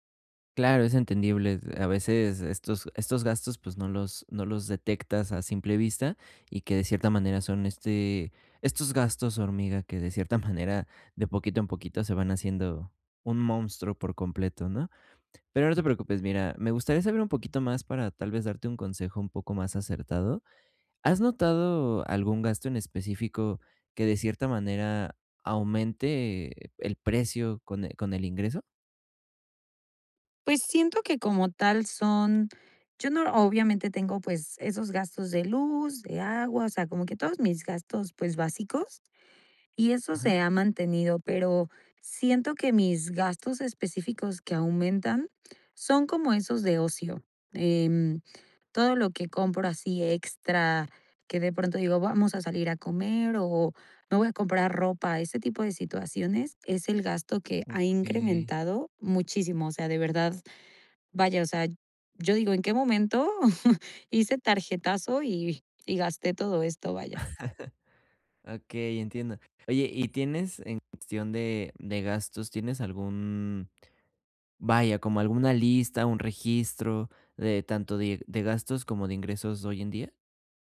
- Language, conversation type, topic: Spanish, advice, ¿Cómo evito que mis gastos aumenten cuando gano más dinero?
- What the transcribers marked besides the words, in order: chuckle; tapping; background speech; chuckle; laughing while speaking: "y"; chuckle; other background noise